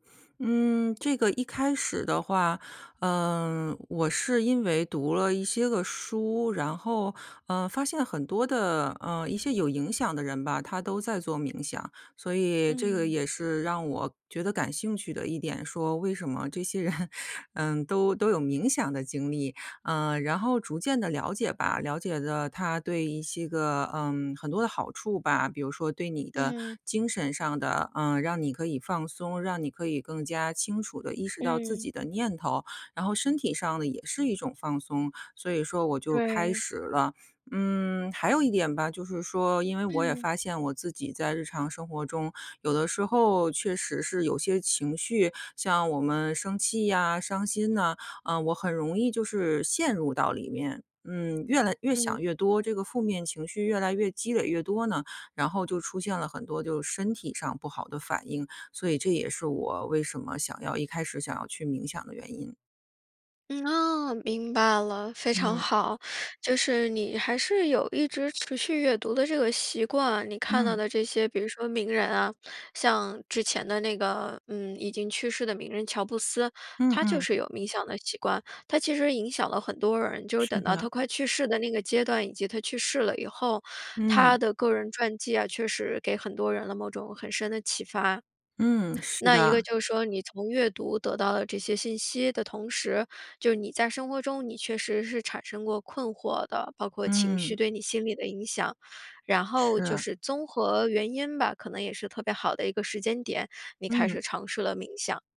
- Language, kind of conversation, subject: Chinese, podcast, 哪一种爱好对你的心理状态帮助最大？
- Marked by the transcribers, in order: laughing while speaking: "人"